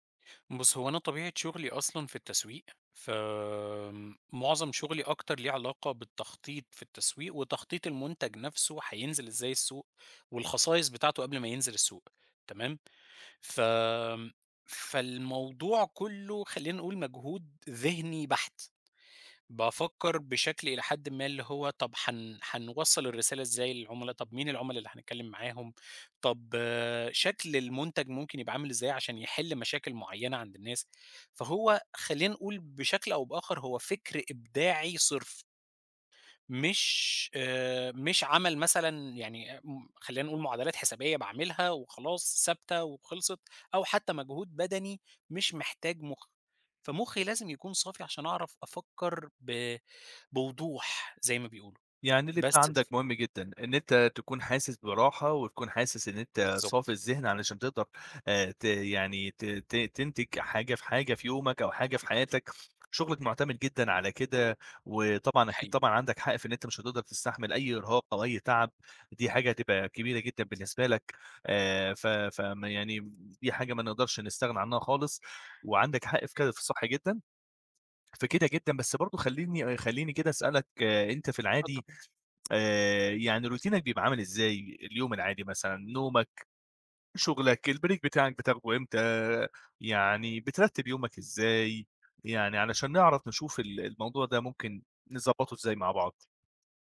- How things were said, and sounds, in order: other noise; other street noise; in English: "روتينك"; in English: "الBreak"
- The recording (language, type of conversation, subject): Arabic, advice, إزاي الإرهاق والاحتراق بيخلّوا الإبداع شبه مستحيل؟